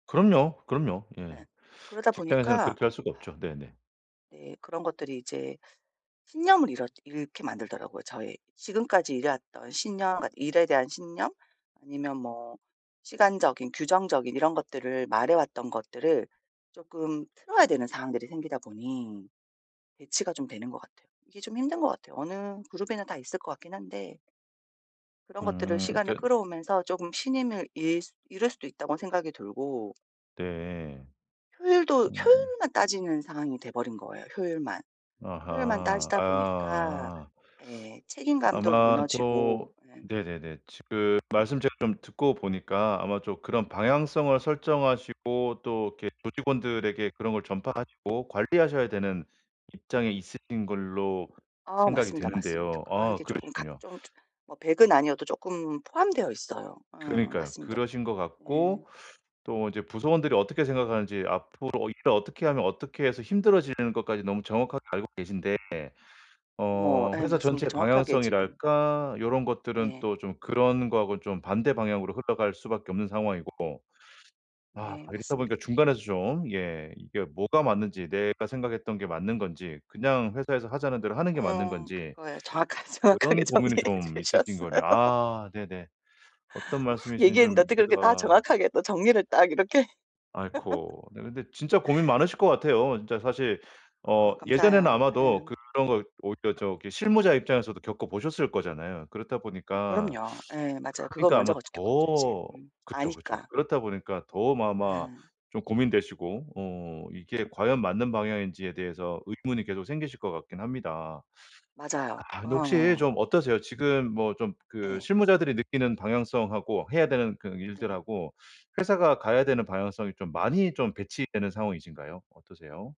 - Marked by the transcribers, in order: tapping; other background noise; laughing while speaking: "정확하게 정확하게 정리해 주셨어요"; laugh
- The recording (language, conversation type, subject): Korean, advice, 그룹에서 내 가치관을 지키면서도 대인관계를 원만하게 유지하려면 어떻게 해야 할까요?